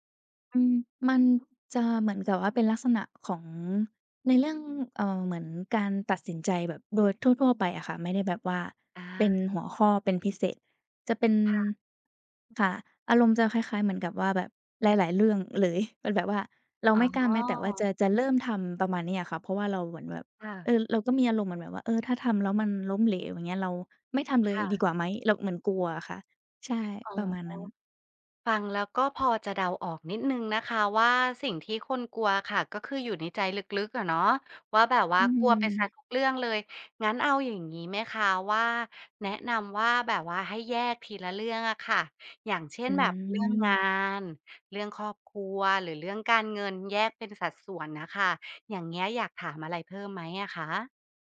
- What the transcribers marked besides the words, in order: other background noise; tapping
- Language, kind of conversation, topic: Thai, advice, คุณรู้สึกกลัวความล้มเหลวจนไม่กล้าเริ่มลงมือทำอย่างไร